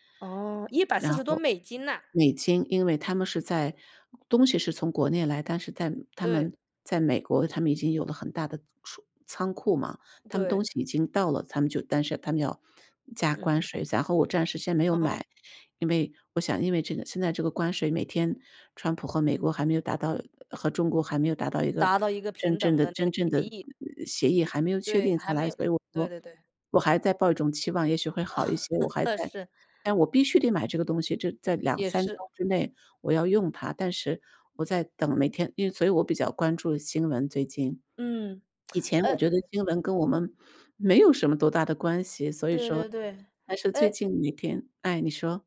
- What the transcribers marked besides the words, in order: laugh; other noise; other background noise
- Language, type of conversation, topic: Chinese, unstructured, 最近的经济变化对普通人的生活有哪些影响？
- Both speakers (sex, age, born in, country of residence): female, 55-59, China, United States; male, 35-39, United States, United States